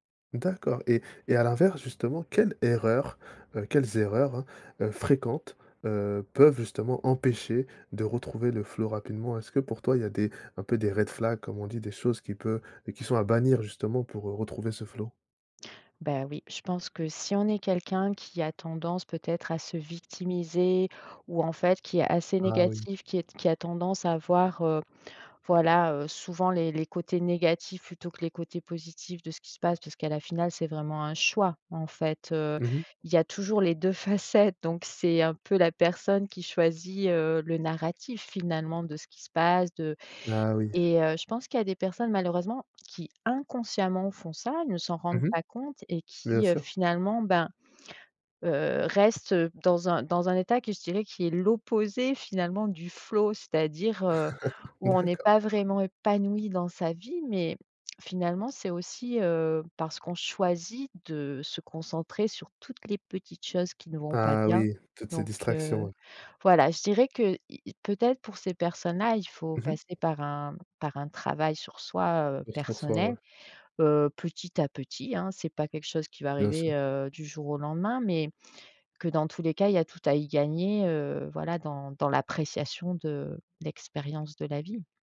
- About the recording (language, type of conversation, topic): French, podcast, Quel conseil donnerais-tu pour retrouver rapidement le flow ?
- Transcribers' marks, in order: other background noise; stressed: "choix"; chuckle; chuckle; laughing while speaking: "D'accord"; tongue click